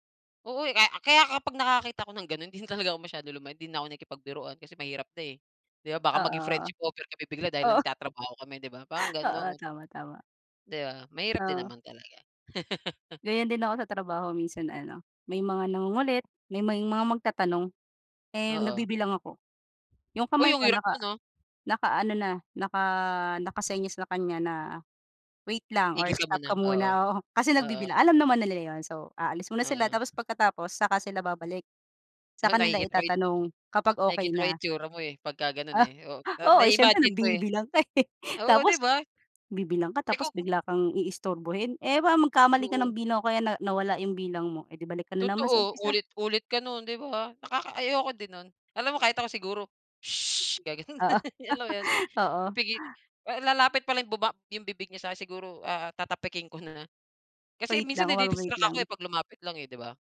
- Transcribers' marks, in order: tapping; laugh; other background noise; chuckle; laugh; chuckle; laugh
- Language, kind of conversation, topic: Filipino, unstructured, Paano mo hinaharap ang stress sa trabaho?